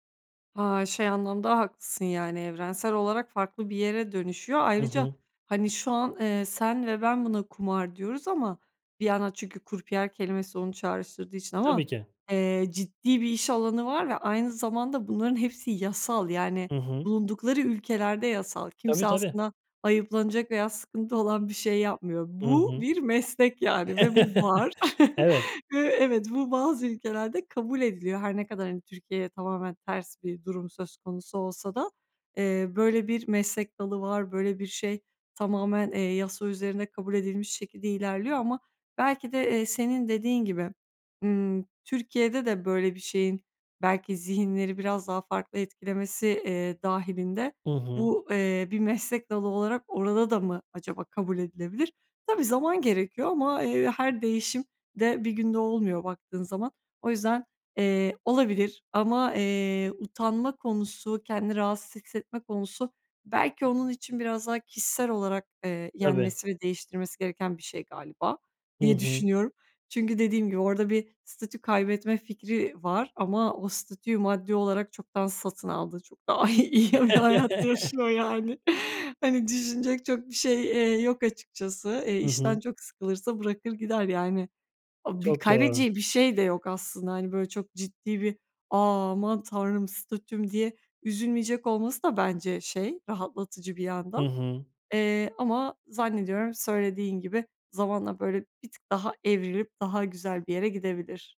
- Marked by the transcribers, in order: chuckle; laughing while speaking: "iyi iyi"; laugh; other background noise; laughing while speaking: "hayat"; chuckle
- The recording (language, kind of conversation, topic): Turkish, podcast, İşini paylaşırken yaşadığın en büyük korku neydi?